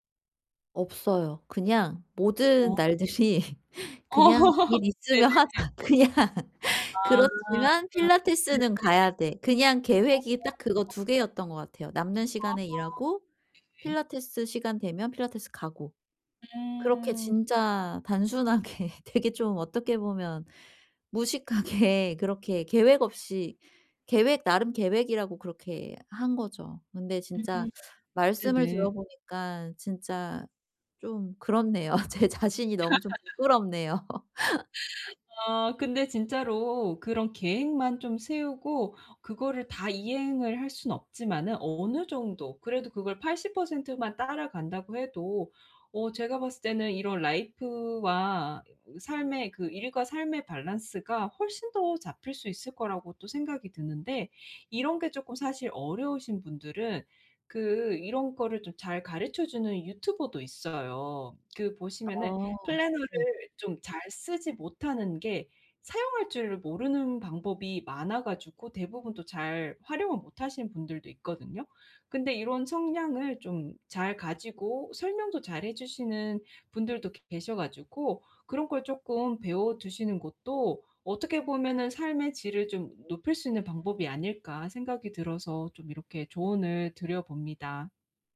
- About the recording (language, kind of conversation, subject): Korean, advice, 운동을 중단한 뒤 다시 동기를 유지하려면 어떻게 해야 하나요?
- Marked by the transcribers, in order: laughing while speaking: "날들이"; laughing while speaking: "어"; laughing while speaking: "하자 그냥"; other background noise; laughing while speaking: "단순하게 되게"; laughing while speaking: "무식하게"; laughing while speaking: "그렇네요. 제 자신이"; laugh